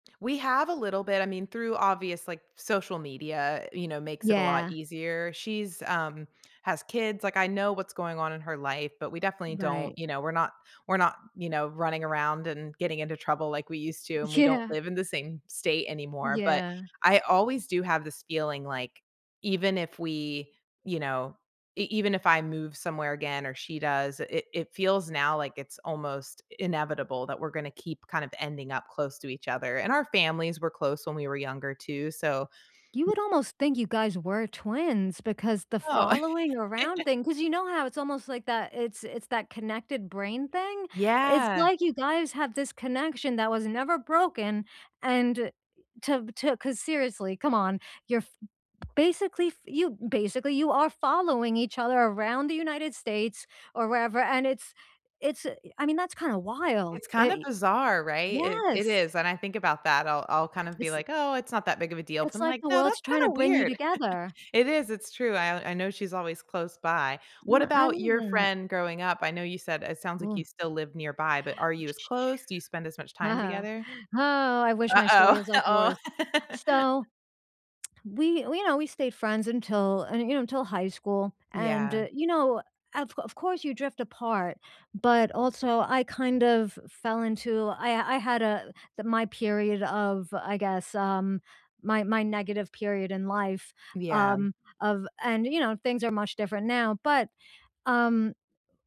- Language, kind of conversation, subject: English, unstructured, Who was your best friend growing up, and what did you love doing together?
- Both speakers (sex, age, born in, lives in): female, 40-44, United States, United States; female, 40-44, United States, United States
- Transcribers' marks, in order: laughing while speaking: "Yeah"; unintelligible speech; laugh; other background noise; chuckle; other noise; chuckle; tsk; chuckle; laugh